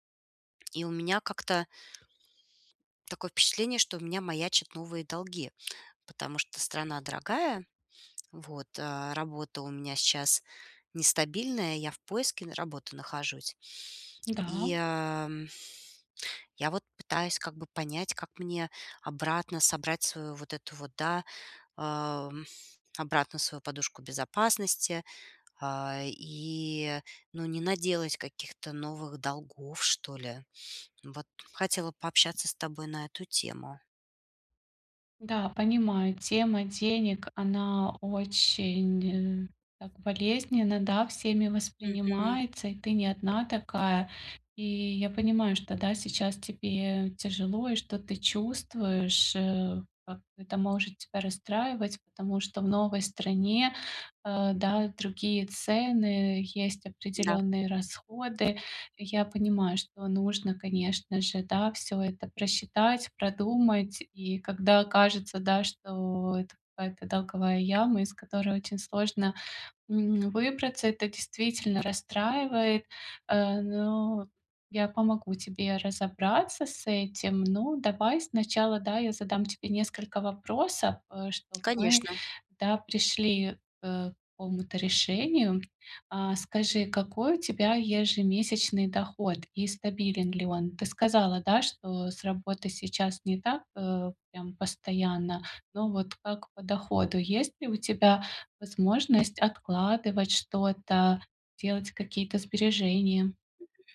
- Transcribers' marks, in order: tapping; other background noise
- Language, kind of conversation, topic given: Russian, advice, Как создать аварийный фонд, чтобы избежать новых долгов?